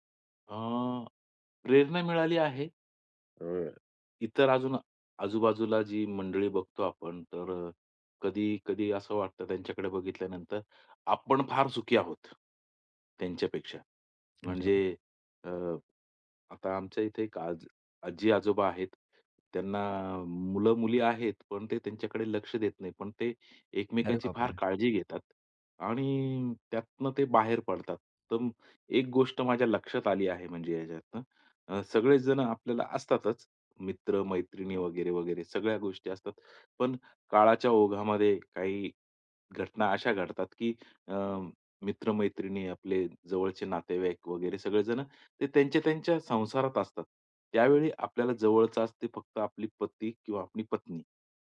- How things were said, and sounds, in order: tapping; other noise
- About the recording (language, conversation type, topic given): Marathi, podcast, कला आणि मनोरंजनातून तुम्हाला प्रेरणा कशी मिळते?